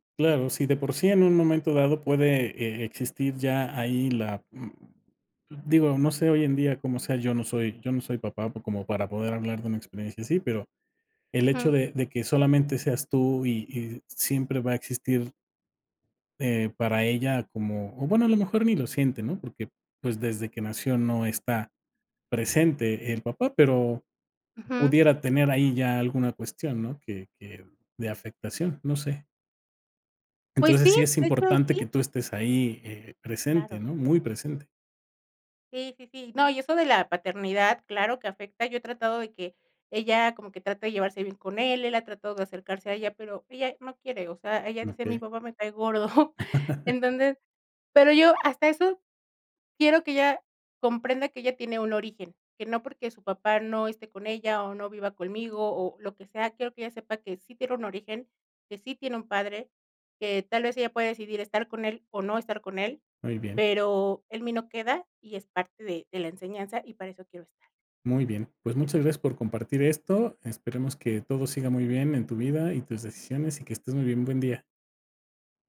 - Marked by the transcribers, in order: other background noise; laugh; chuckle
- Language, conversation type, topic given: Spanish, podcast, ¿Qué te ayuda a decidir dejar un trabajo estable?